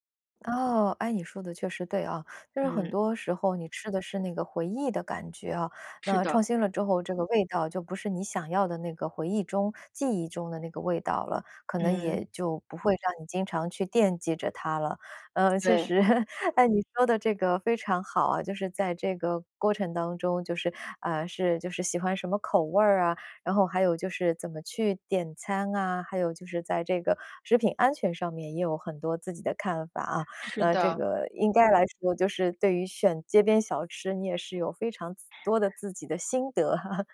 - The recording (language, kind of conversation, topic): Chinese, podcast, 你最喜欢的街边小吃是哪一种？
- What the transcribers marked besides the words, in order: laughing while speaking: "实"; chuckle; chuckle